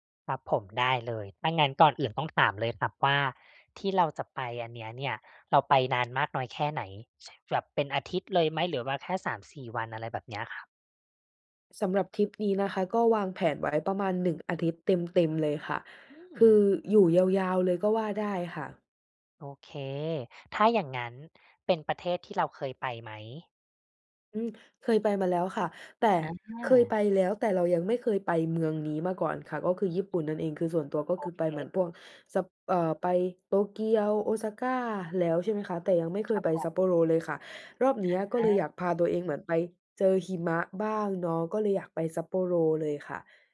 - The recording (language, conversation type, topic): Thai, advice, ควรเลือกไปพักผ่อนสบาย ๆ ที่รีสอร์ตหรือออกไปผจญภัยท่องเที่ยวในที่ไม่คุ้นเคยดี?
- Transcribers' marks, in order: tapping; other background noise